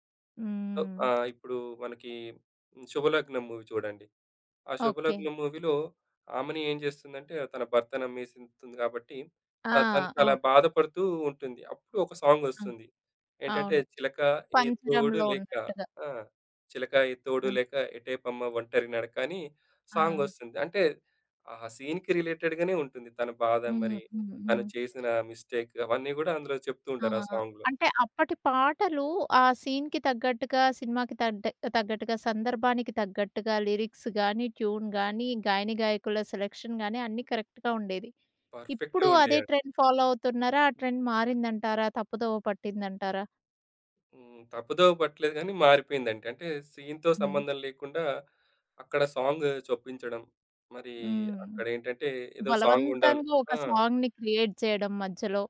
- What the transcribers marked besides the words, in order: in English: "సో"; tapping; in English: "మూవీ"; in English: "మూవీలో"; other background noise; in English: "సీన్‌కి రిలేటెడ్"; in English: "మిస్టేక్"; in English: "సాంగ్‌లో"; in English: "సీన్‌కి"; in English: "లిరిక్స్"; in English: "ట్యూన్"; in English: "సెలెక్షన్"; in English: "కరెక్ట్‌గా"; in English: "ట్రెండ్ ఫాలో"; in English: "ట్రెండ్"; in English: "సీన్‌తో"; in English: "సాంగ్"; in English: "సాంగ్‌ని క్రియేట్"
- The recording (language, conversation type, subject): Telugu, podcast, సంగీతానికి మీ తొలి జ్ఞాపకం ఏమిటి?